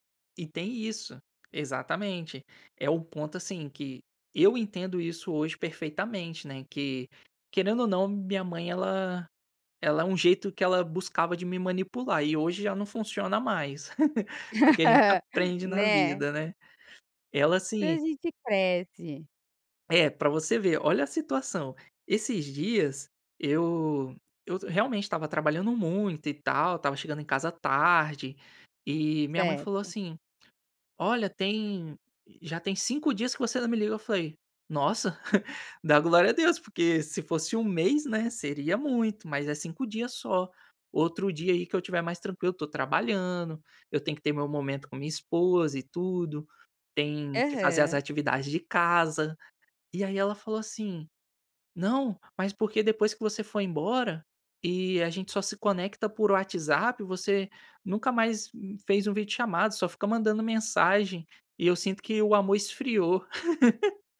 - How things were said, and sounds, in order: tapping; laugh; chuckle; chuckle; laugh
- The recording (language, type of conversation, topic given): Portuguese, podcast, Você sente que é a mesma pessoa online e na vida real?